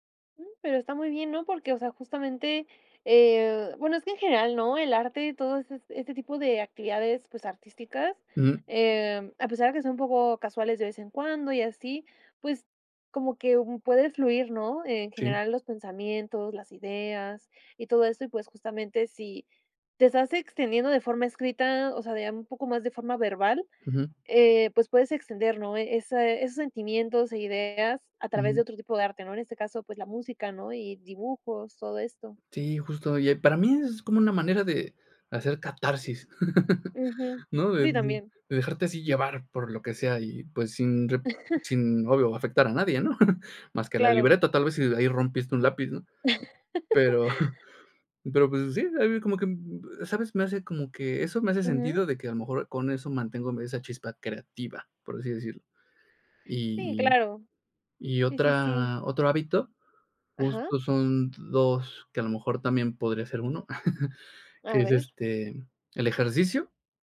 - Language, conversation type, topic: Spanish, podcast, ¿Qué hábitos te ayudan a mantener la creatividad día a día?
- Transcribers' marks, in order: chuckle; chuckle; chuckle; laugh; chuckle; chuckle